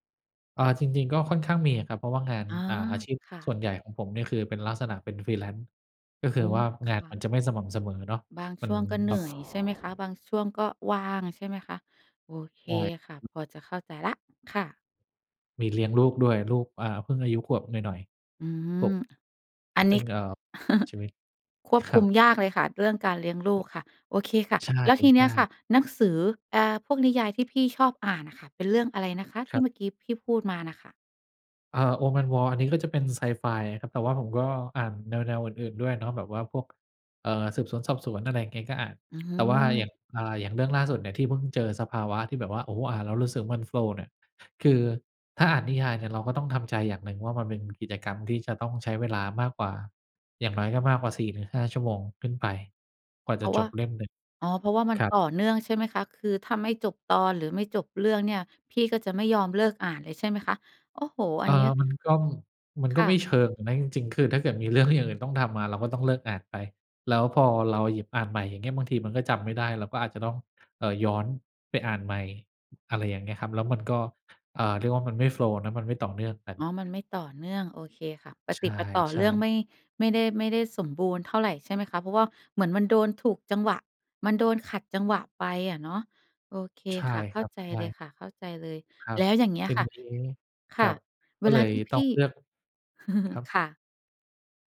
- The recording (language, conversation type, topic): Thai, podcast, บอกเล่าช่วงที่คุณเข้าโฟลว์กับงานอดิเรกได้ไหม?
- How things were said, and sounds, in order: in English: "Freelance"; other background noise; chuckle; tapping; in English: "โฟลว์"; in English: "โฟลว์"; unintelligible speech; chuckle